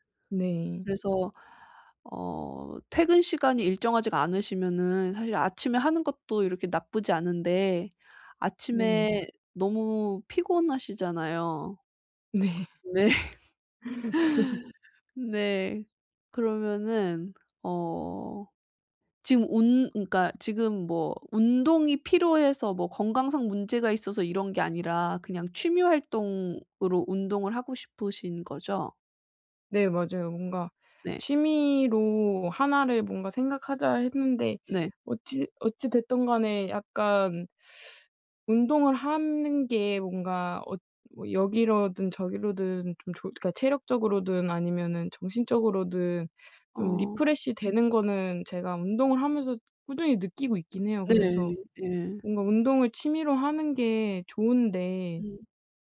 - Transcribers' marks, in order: tapping; laughing while speaking: "네"; laughing while speaking: "네"; laugh; teeth sucking; in English: "리프레시"
- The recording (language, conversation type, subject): Korean, advice, 시간 관리를 하면서 일과 취미를 어떻게 잘 병행할 수 있을까요?